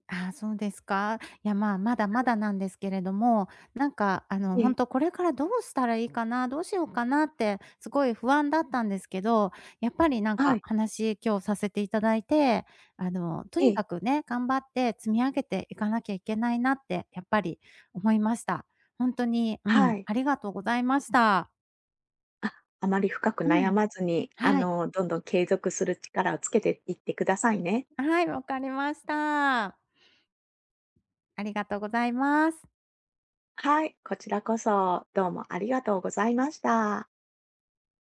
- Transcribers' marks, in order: unintelligible speech
- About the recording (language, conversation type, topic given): Japanese, advice, 期待した売上が出ず、自分の能力に自信が持てません。どうすればいいですか？